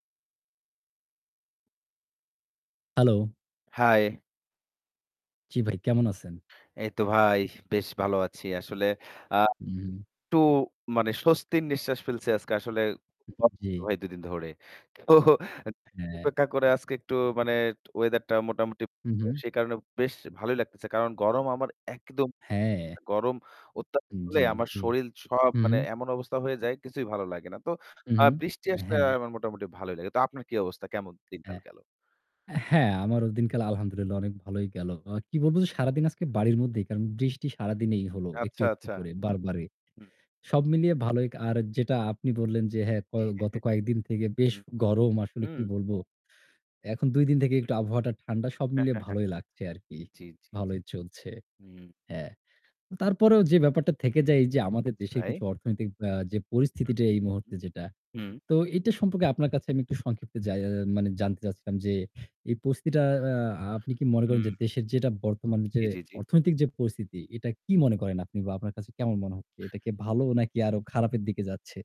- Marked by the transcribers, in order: static; mechanical hum; distorted speech; chuckle; chuckle; chuckle; other background noise; tapping
- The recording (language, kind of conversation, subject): Bengali, unstructured, দেশের বর্তমান অর্থনৈতিক পরিস্থিতি সম্পর্কে আপনার মতামত কী?
- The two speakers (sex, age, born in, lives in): male, 20-24, Bangladesh, Bangladesh; male, 30-34, Bangladesh, Bangladesh